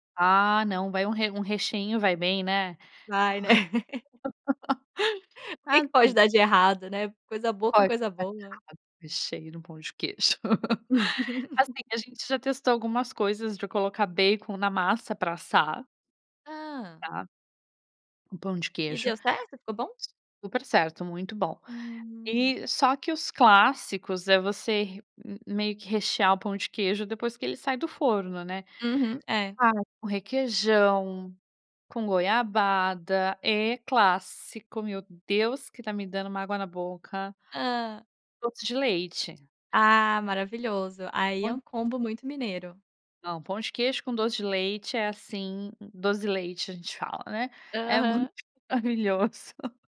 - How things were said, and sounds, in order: laugh; unintelligible speech; laugh; other noise; unintelligible speech
- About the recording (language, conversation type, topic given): Portuguese, podcast, Que comidas da infância ainda fazem parte da sua vida?